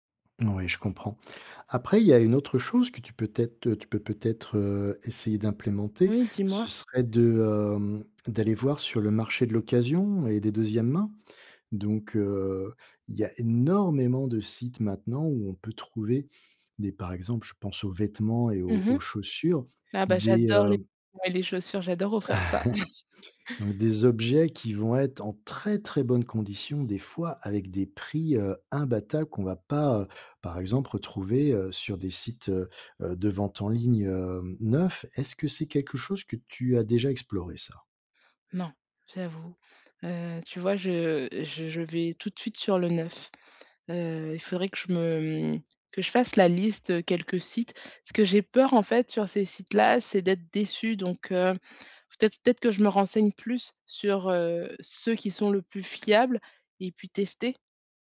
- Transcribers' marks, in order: stressed: "énormément"; laugh; tapping; stressed: "fiables"
- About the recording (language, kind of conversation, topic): French, advice, Comment faire des achats intelligents avec un budget limité ?